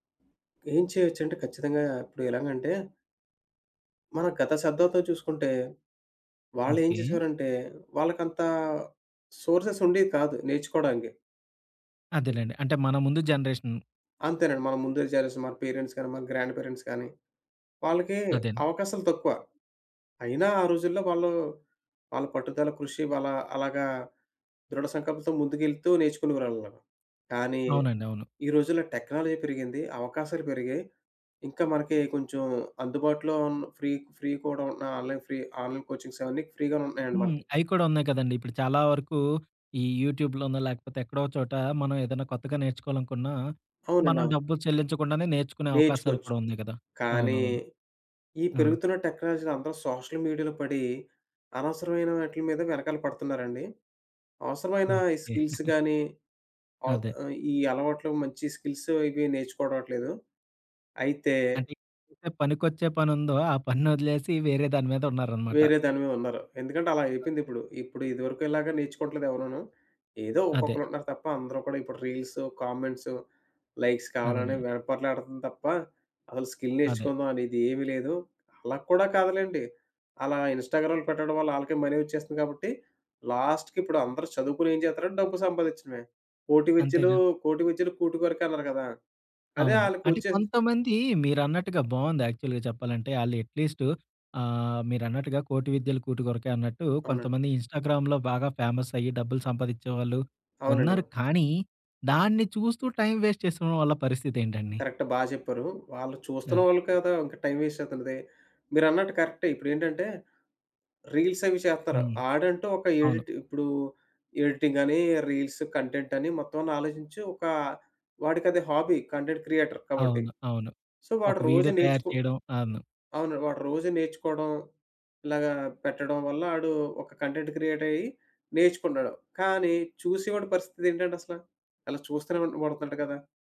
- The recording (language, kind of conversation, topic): Telugu, podcast, స్వయంగా నేర్చుకోవడానికి మీ రోజువారీ అలవాటు ఏమిటి?
- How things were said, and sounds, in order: in English: "సోర్సెస్"; other background noise; in English: "జనరేషన్"; in English: "పేరెంట్స్"; in English: "గ్రాండ్ పేరెంట్స్"; in English: "టెక్నాలజీ"; in English: "ఫ్రీ ఫ్రీ"; in English: "ఆన్‌లైన్ ఫ్రీ ఆన్‌లైన్ కోచింగ్స్"; in English: "ఫ్రీగా"; in English: "సోషల్ మీడియాలో"; in English: "స్కిల్స్"; giggle; in English: "స్కిల్స్"; in English: "లైక్స్"; in English: "స్కిల్"; in English: "మనీ"; in English: "లాస్ట్‌కి"; in English: "యాక్చువల్‌గా"; in English: "ఇన్‌స్టాగ్రామ్‌లో"; in English: "ఫేమస్"; in English: "టైమ్ వేస్ట్"; in English: "కరెక్ట్"; in English: "టైమ్ వేస్ట్"; in English: "రీల్స్"; in English: "ఎడిట్"; in English: "ఎడిటింగ్"; in English: "రీల్స్"; in English: "హాబీ. కంటెంట్ క్రియేటర్"; in English: "సో"; in English: "కంటెంట్"